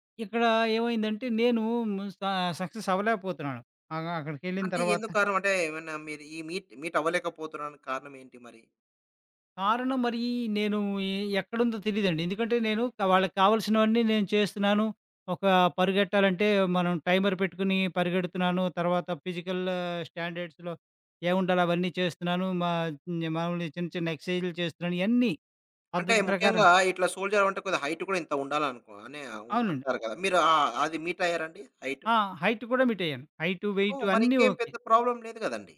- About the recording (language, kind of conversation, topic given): Telugu, podcast, కుటుంబ సభ్యులు మరియు స్నేహితుల స్పందనను మీరు ఎలా ఎదుర్కొంటారు?
- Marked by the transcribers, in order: in English: "స సక్సెస్"; in English: "టైమర్"; in English: "ఫిజికల్ స్టాండర్డ్స్‌లో"; in English: "సోల్జర్"; in English: "హైట్"; other background noise; in English: "హైట్"; in English: "వెయిట్"; in English: "ప్రాబ్లమ్"